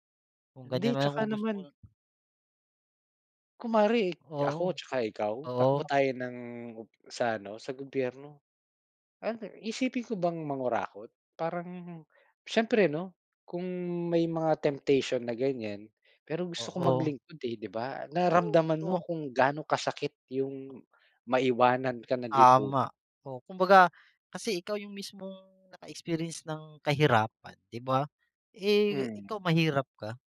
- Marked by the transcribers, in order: none
- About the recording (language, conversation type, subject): Filipino, unstructured, Ano ang opinyon mo tungkol sa isyu ng korapsyon sa mga ahensya ng pamahalaan?